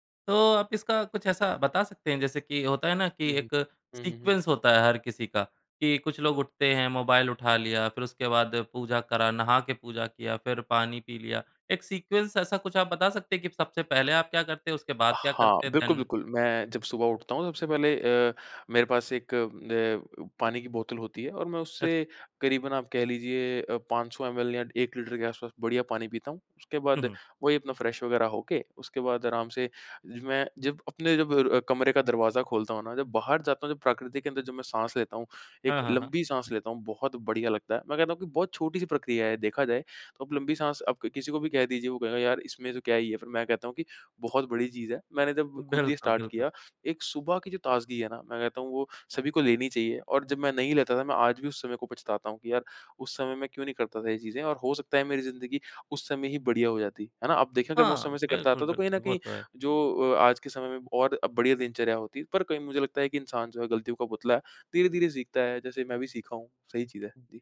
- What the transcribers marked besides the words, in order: in English: "सीक्वेंस"; in English: "सीक्वेंस"; other background noise; in English: "देन?"; in English: "फ़्रेश"; in English: "स्टार्ट"
- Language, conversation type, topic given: Hindi, podcast, सुबह उठते ही आपकी पहली आदत क्या होती है?